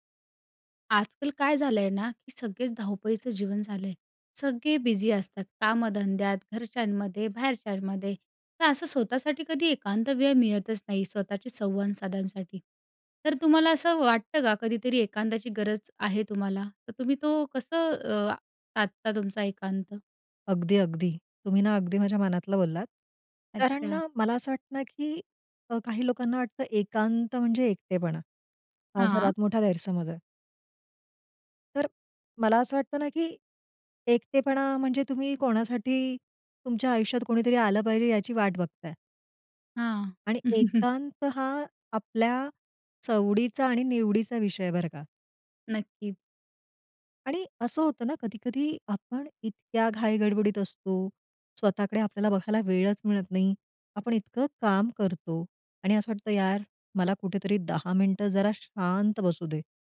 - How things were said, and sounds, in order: tapping; "स्वतःशी संवाद साधण्यासाठी" said as "स्वतःचे संवान साधायसाठी"; other background noise; chuckle
- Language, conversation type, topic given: Marathi, podcast, कधी एकांत गरजेचा असतो असं तुला का वाटतं?